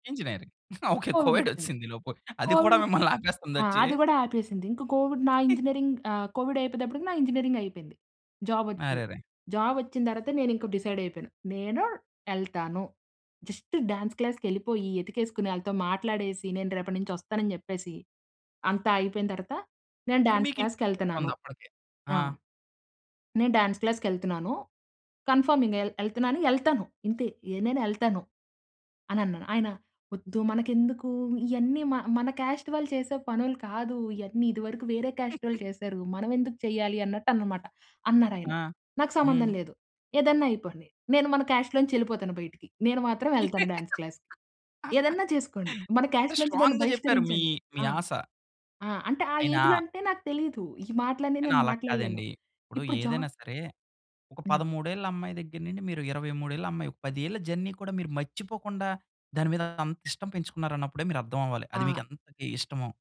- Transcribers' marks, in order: in English: "ఇంజినీరింగ్"; laughing while speaking: "ఓకే కోవిడ్ వచ్చింది ఈలోపు. అది కూడా మిమ్మల్ని ఆపేస్తుంది వచ్చి"; in English: "కోవిడ్"; in English: "కోవిడ్"; in English: "కోవిడ్"; in English: "కోవిడ్"; other noise; in English: "కోవిడ్"; in English: "ఇంజినీరింగ్"; in English: "జాబ్"; in English: "జాబ్"; in English: "డిసైడ్"; in English: "జస్ట్ డ్యాన్స్"; unintelligible speech; in English: "డ్యాన్స్"; in English: "కన్ఫర్మింగ్"; in English: "కాస్ట్"; in English: "కాస్ట్"; chuckle; laugh; in English: "స్ట్రాంగ్‌గా"; in English: "డాన్స్ క్లాస్జకి"; in English: "ఏజ్‌లో"; in English: "జాబ్"; in English: "జర్నీ"
- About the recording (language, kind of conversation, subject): Telugu, podcast, మీ వ్యక్తిగత ఇష్టాలు కుటుంబ ఆశలతో ఎలా సరిపోతాయి?